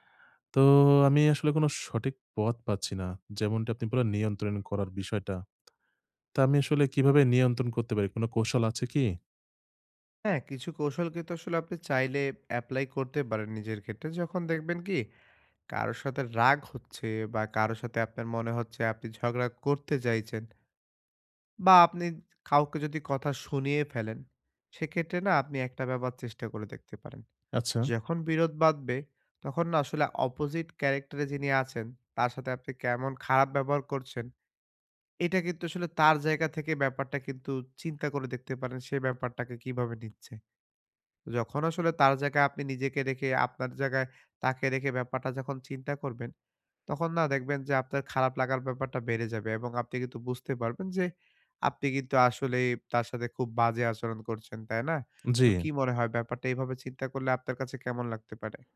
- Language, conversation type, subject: Bengali, advice, বিরোধের সময় কীভাবে সম্মান বজায় রেখে সহজভাবে প্রতিক্রিয়া জানাতে পারি?
- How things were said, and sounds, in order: other background noise; tapping; "চাইছেন" said as "জাইছেন"